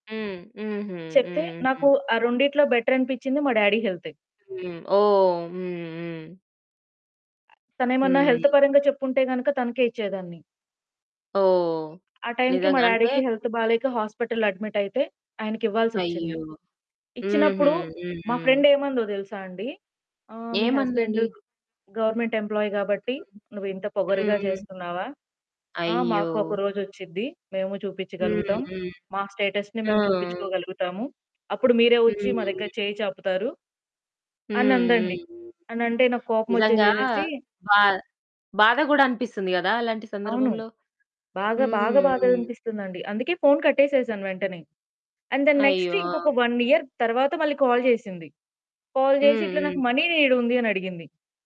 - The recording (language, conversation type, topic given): Telugu, podcast, అవసర సమయాల్లో ‘కాదు’ చెప్పడం మీరు ఎలా నేర్చుకున్నారు?
- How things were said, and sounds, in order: in English: "డాడీ"; other background noise; in English: "హెల్త్"; tapping; in English: "డాడీకి హెల్త్"; in English: "హాస్పిటల్‌లో"; in English: "గవర్నమెంట్ ఎంప్లాయీ"; in English: "స్టేటస్‌ని"; in English: "అండ్ ద నెక్స్ట్"; in English: "వన్ ఇయర్"; in English: "కాల్"; in English: "కాల్"; in English: "మనీ"